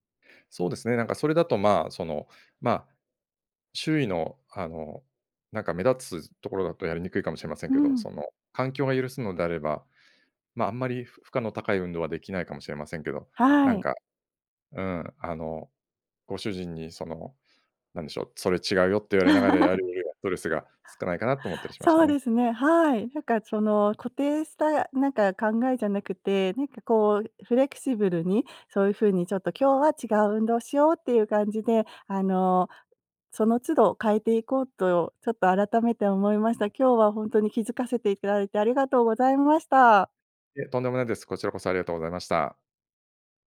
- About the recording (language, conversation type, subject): Japanese, advice, 家族の都合で運動を優先できないとき、どうすれば運動の時間を確保できますか？
- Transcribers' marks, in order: tapping; laugh